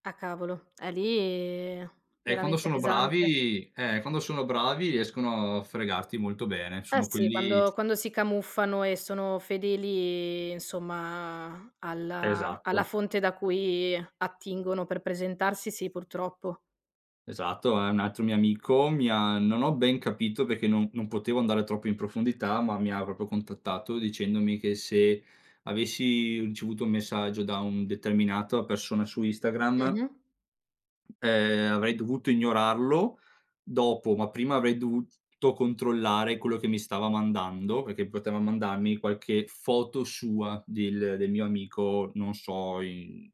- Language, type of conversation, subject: Italian, podcast, Che ruolo hanno i social nella tua vita?
- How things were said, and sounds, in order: drawn out: "lì"; tapping; drawn out: "fedeli insomma"; "proprio" said as "propio"; other background noise